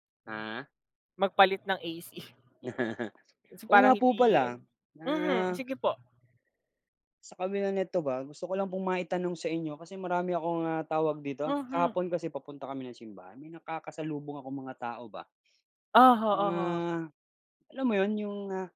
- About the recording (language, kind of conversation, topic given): Filipino, unstructured, Ano ang iniisip mo kapag may taong walang respeto sa pampublikong lugar?
- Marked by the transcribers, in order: laugh